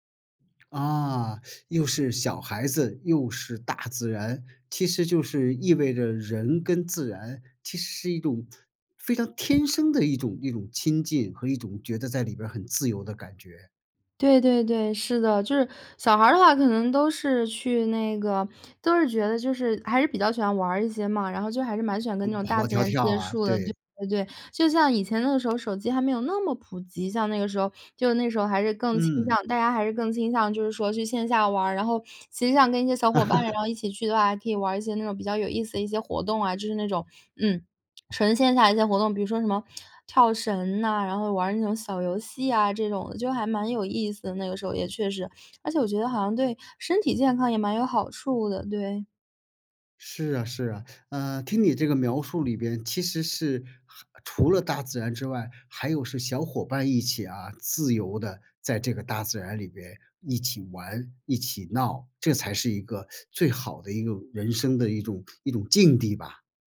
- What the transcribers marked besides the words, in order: laugh; other background noise
- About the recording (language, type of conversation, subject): Chinese, podcast, 你最早一次亲近大自然的记忆是什么？